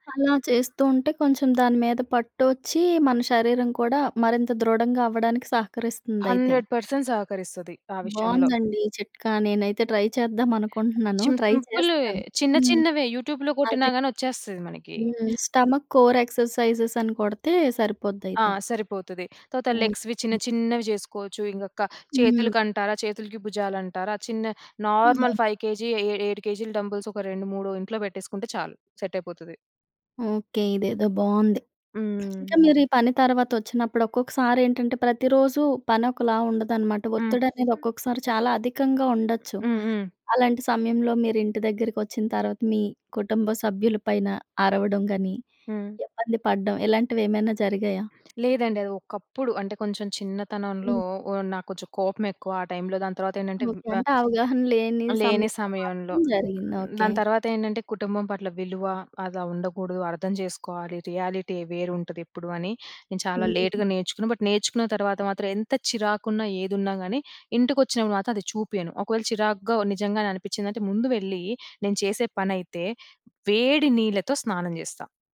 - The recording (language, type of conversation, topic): Telugu, podcast, పని తర్వాత మీరు ఎలా విశ్రాంతి పొందుతారు?
- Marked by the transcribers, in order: in English: "హండ్రెడ్ పర్సెంట్"; in English: "ట్రై"; tapping; in English: "ట్రై"; in English: "యూట్యూబ్‌లో"; in English: "స్టమక్ కోర్ ఎక్సర్సైజెస్"; in English: "లెగ్స్‌వి"; in English: "నార్మల్ ఫైవ్"; unintelligible speech; in English: "డంబెల్స్"; other background noise; other noise; in English: "రియాలిటీ"; in English: "లేట్‌గా"; in English: "బట్"